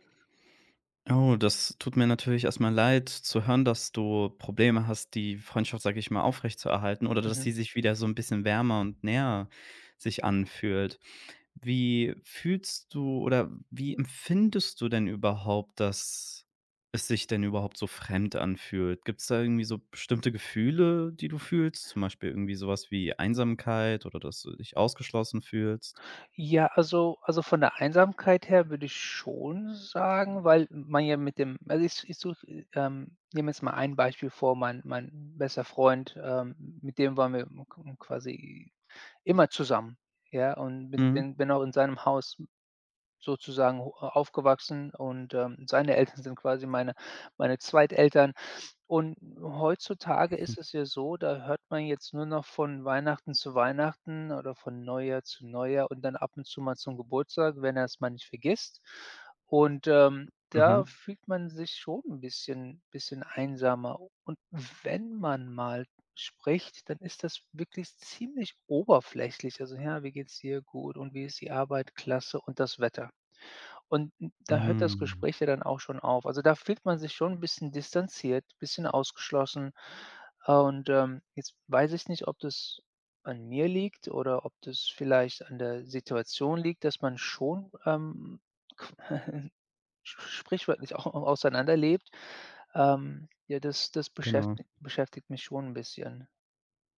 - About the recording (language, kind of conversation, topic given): German, advice, Warum fühlen sich alte Freundschaften nach meinem Umzug plötzlich fremd an, und wie kann ich aus der Isolation herausfinden?
- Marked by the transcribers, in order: snort; other background noise; chuckle